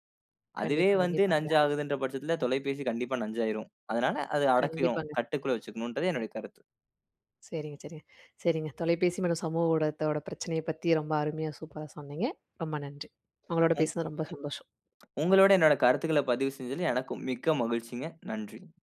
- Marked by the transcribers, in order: other background noise; tapping
- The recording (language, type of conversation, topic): Tamil, podcast, தொலைப்பேசியும் சமூக ஊடகங்களும் கவனத்தைச் சிதறடிக்கும் போது, அவற்றைப் பயன்படுத்தும் நேரத்தை நீங்கள் எப்படி கட்டுப்படுத்துவீர்கள்?